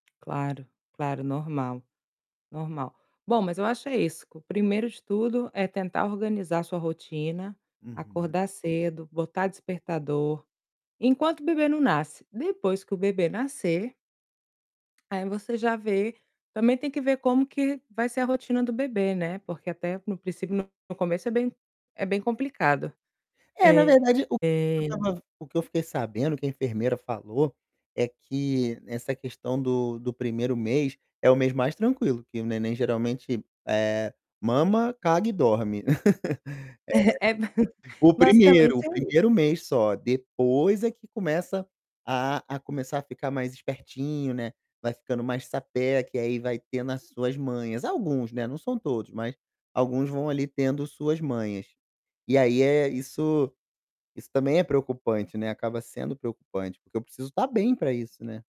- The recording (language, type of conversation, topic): Portuguese, advice, Esgotamento por excesso de trabalho
- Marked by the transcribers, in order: tapping; distorted speech; laugh; chuckle; laughing while speaking: "É, ba"